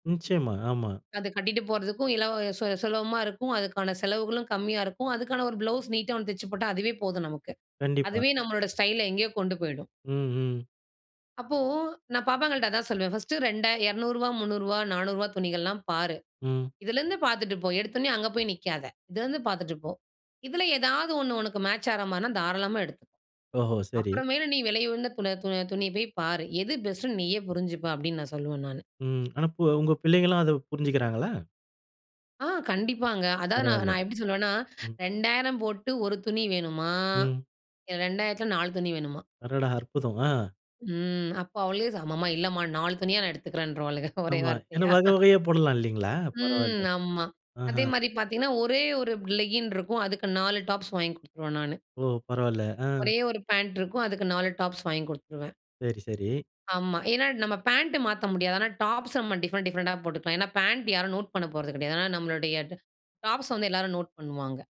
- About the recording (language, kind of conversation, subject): Tamil, podcast, பணம் குறைவாக இருந்தாலும் ஸ்டைலாக இருப்பது எப்படி?
- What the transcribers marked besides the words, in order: laughing while speaking: "ஒரே வார்த்தையா"; other background noise; in English: "டிஃபரென்ட், டிப்ரெண்டா"; "கிடையாது" said as "கெடையாது"